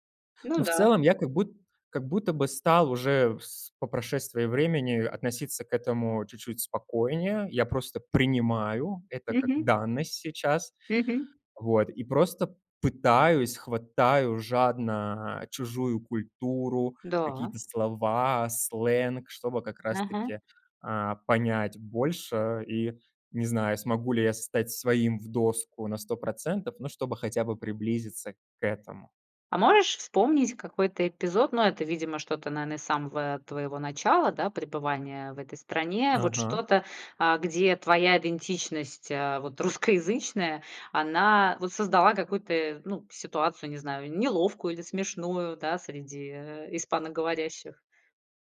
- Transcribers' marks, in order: none
- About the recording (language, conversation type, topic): Russian, podcast, Как миграция или переезд повлияли на ваше чувство идентичности?